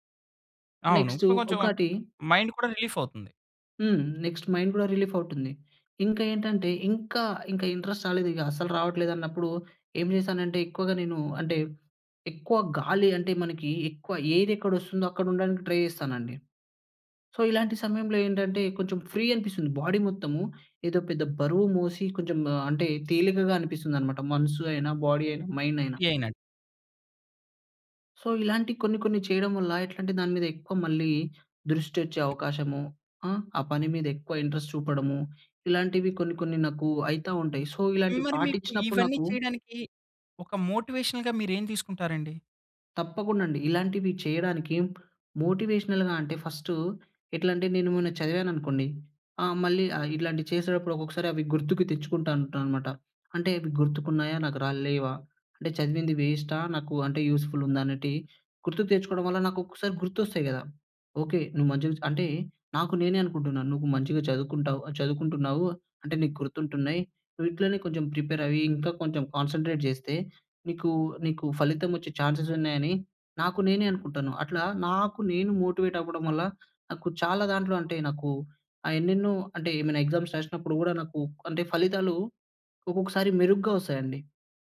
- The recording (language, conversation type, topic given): Telugu, podcast, పనిపై దృష్టి నిలబెట్టుకునేందుకు మీరు పాటించే రోజువారీ రొటీన్ ఏమిటి?
- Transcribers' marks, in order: in English: "మైండ్"; in English: "రిలీఫ్"; in English: "నెక్స్ట్ మైండ్"; in English: "రిలీఫ్"; in English: "ఇంట్రెస్ట్"; in English: "ట్రై"; in English: "సో"; in English: "ఫ్రీ"; in English: "బాడీ"; in English: "బాడీ"; in English: "మైండ్"; in English: "ఫ్రీ"; in English: "సో"; other background noise; in English: "ఇంట్రెస్ట్"; in English: "సో"; in English: "మోటివేషనల్‌గా"; in English: "మోటివేషనల్‌గా"; in English: "యూస్‌ఫుల్"; in English: "ప్రిపేర్"; in English: "కాన్సంట్రేట్"; in English: "చాన్సె‌స్"; in English: "మోటివేట్"; in English: "ఎగ్జామ్స్"